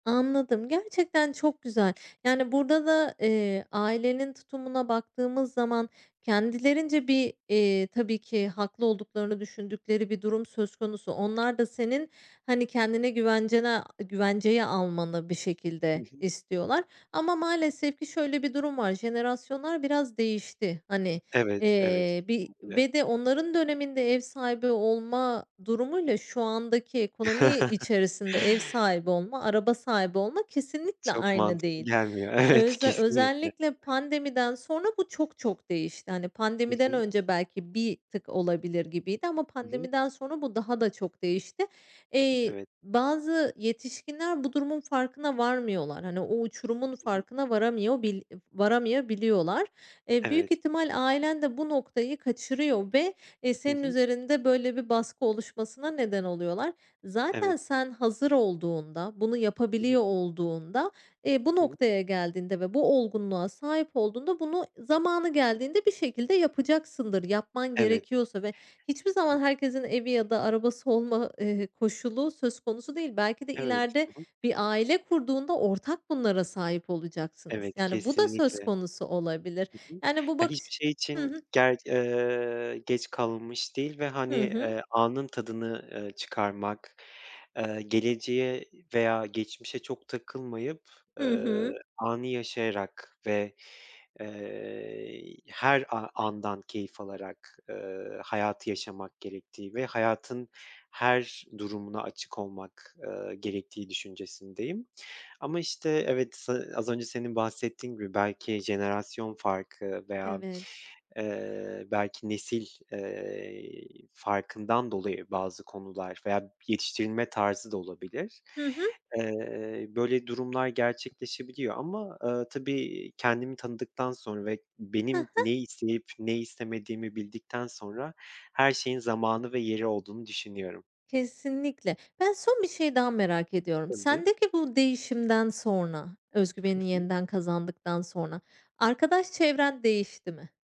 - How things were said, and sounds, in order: other background noise; chuckle; laughing while speaking: "evet"; tapping; other noise
- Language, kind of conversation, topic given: Turkish, podcast, Kendine güvenini nasıl geri kazandın?